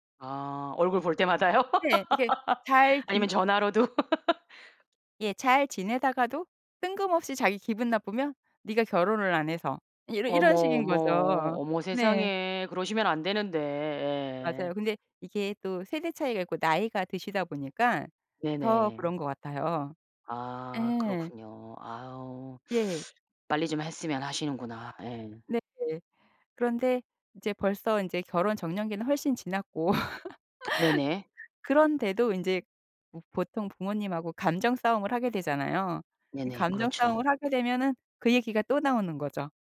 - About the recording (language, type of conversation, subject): Korean, podcast, 가족의 과도한 기대를 어떻게 현명하게 다루면 좋을까요?
- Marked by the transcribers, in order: laughing while speaking: "때마다요?"; laugh; laugh; tapping; laughing while speaking: "지났고"; background speech